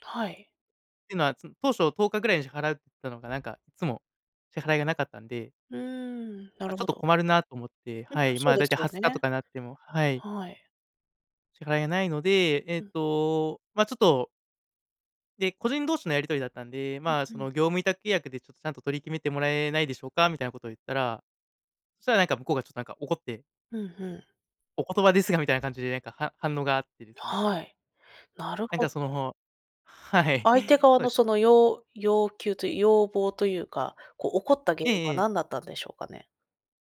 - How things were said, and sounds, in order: laughing while speaking: "はい"
- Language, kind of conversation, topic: Japanese, advice, 初めての顧客クレーム対応で動揺している